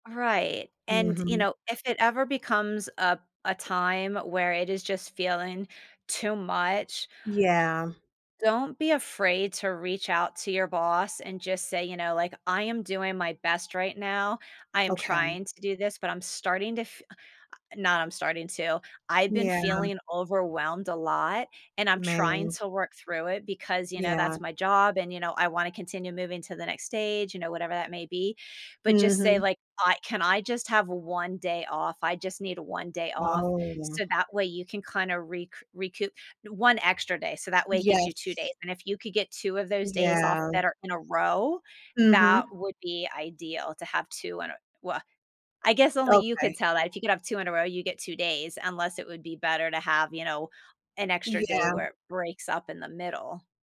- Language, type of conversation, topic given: English, advice, How can I set clear boundaries to balance work and family time?
- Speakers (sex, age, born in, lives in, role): female, 35-39, United States, United States, user; female, 50-54, United States, United States, advisor
- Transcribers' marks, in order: none